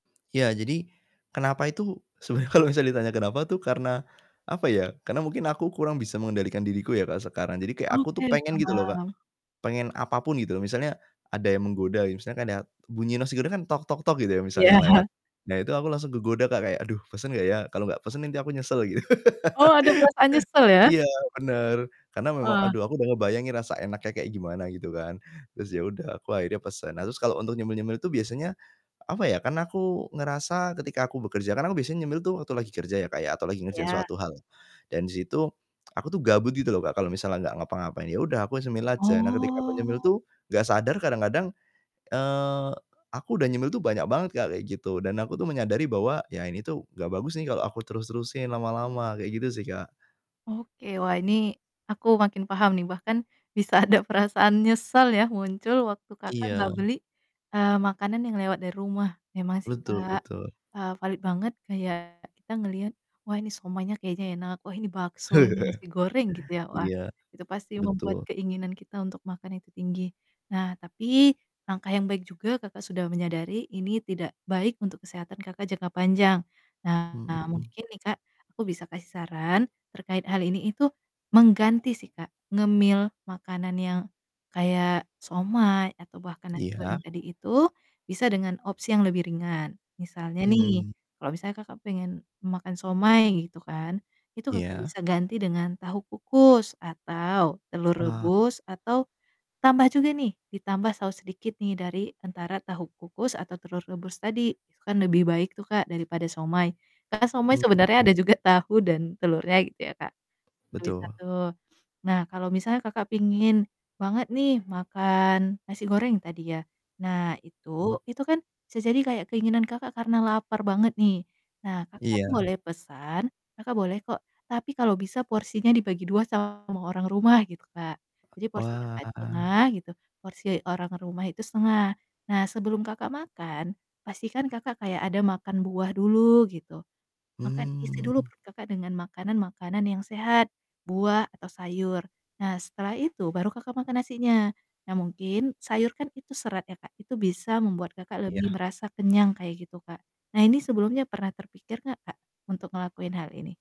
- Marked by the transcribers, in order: laughing while speaking: "sebenarnya"; tapping; distorted speech; other noise; laugh; drawn out: "Oh"; laughing while speaking: "ada"; chuckle; other background noise
- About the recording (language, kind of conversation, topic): Indonesian, advice, Mengapa dan bagaimana Anda ingin mengubah kebiasaan makan yang tidak sehat?